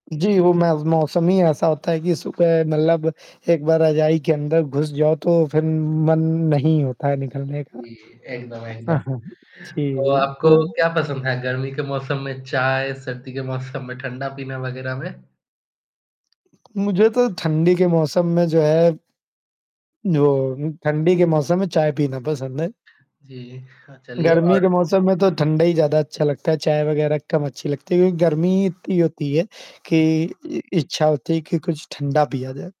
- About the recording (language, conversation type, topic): Hindi, unstructured, आपको सर्दियों की ठंडक पसंद है या गर्मियों की गर्मी?
- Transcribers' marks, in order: static; distorted speech; chuckle; other background noise